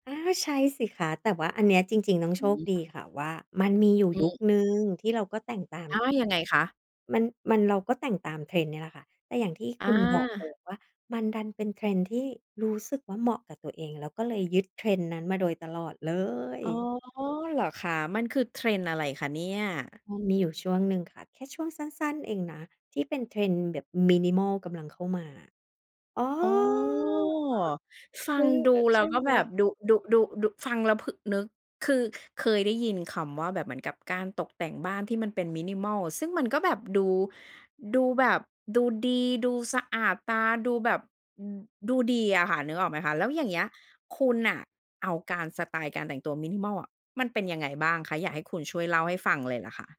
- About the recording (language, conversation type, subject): Thai, podcast, คุณคิดว่าเราควรแต่งตัวตามกระแสแฟชั่นหรือยึดสไตล์ของตัวเองมากกว่ากัน?
- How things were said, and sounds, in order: stressed: "เลย"; drawn out: "อ๋อ"; drawn out: "อ๋อ"; drawn out: "อ๋อ"